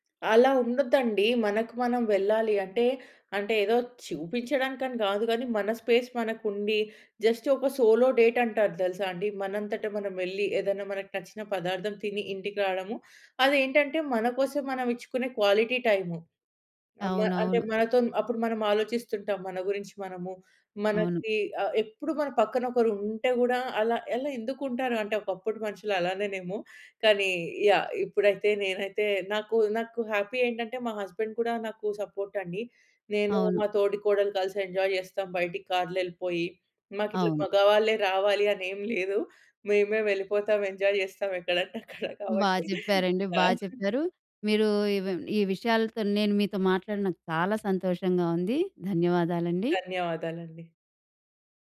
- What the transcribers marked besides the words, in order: other background noise; in English: "స్పేస్"; in English: "జస్ట్"; in English: "సోలో"; in English: "క్వాలిటీ"; in English: "హ్యాపీ"; in English: "హస్బెండ్"; in English: "ఎంజాయ్"; in English: "ఎంజాయ్"; chuckle
- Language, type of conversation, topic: Telugu, podcast, టాక్సీ లేదా ఆటో డ్రైవర్‌తో మీకు ఏమైనా సమస్య ఎదురయ్యిందా?